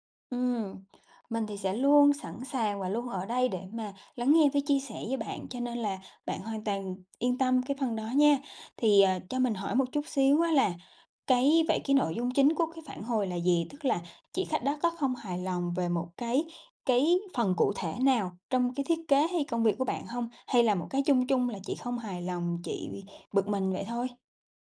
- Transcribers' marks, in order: tapping
- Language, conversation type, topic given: Vietnamese, advice, Bạn đã nhận phản hồi gay gắt từ khách hàng như thế nào?